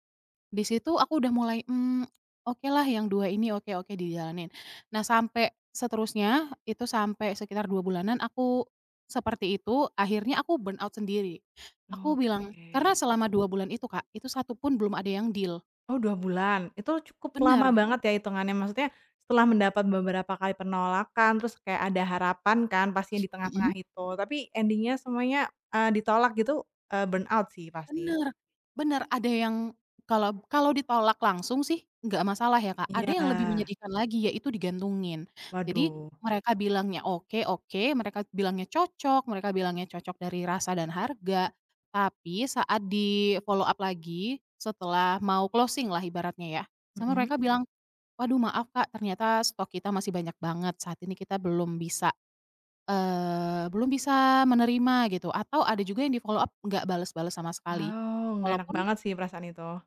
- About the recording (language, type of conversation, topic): Indonesian, podcast, Pernahkah kamu mengalami kelelahan kerja berlebihan, dan bagaimana cara mengatasinya?
- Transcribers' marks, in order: in English: "burnout"; other background noise; tapping; in English: "deal"; in English: "ending-nya"; in English: "burnout"; in English: "di-follow-up"; in English: "closing"; in English: "di-follow-up"